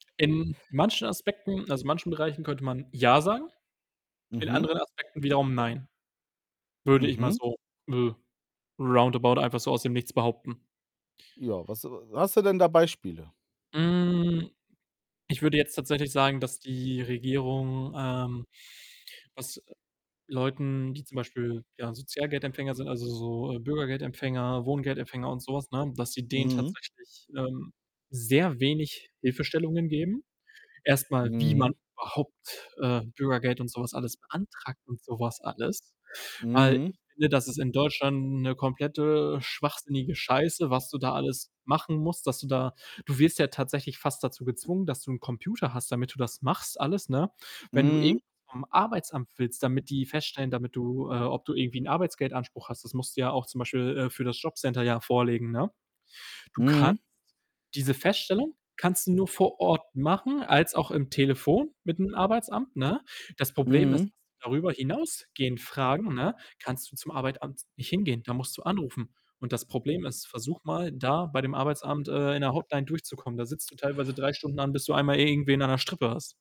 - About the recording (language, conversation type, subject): German, unstructured, Findest du, dass die Regierung genug gegen soziale Probleme unternimmt?
- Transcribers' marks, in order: distorted speech; in English: "round about"; drawn out: "Hm"; other background noise; "Arbeitsamt" said as "Arbeitamts"